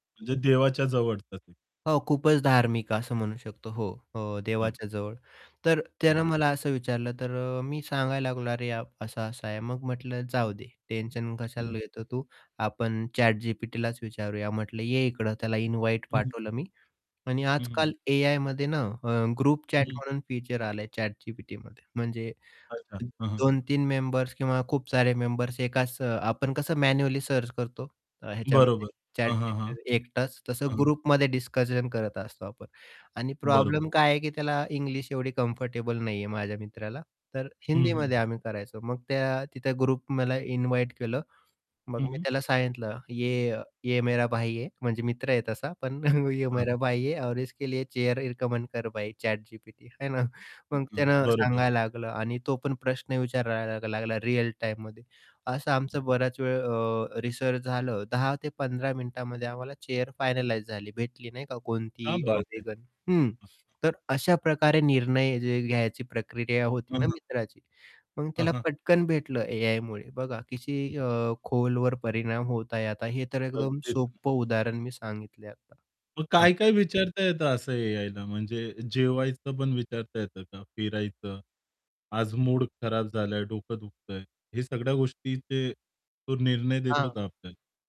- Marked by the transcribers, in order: static; distorted speech; in English: "इन्व्हाईट"; in English: "ग्रुप चॅट"; in English: "ग्रुपमध्ये"; in English: "कम्फर्टेबल"; in English: "ग्रुप"; in English: "इन्व्हाईट"; in Hindi: "ये ये मेरा भाई हे"; chuckle; in English: "चेअर"; unintelligible speech; in English: "चेअर"; in Hindi: "कया बात हे!"; in English: "वेगन"; unintelligible speech
- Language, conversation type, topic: Marathi, podcast, एआय आपल्या रोजच्या निर्णयांवर कसा परिणाम करेल?